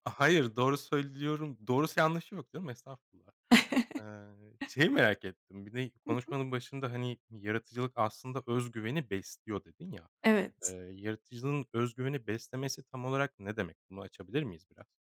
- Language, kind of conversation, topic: Turkish, podcast, Yaratıcılık ve özgüven arasındaki ilişki nasıl?
- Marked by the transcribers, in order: chuckle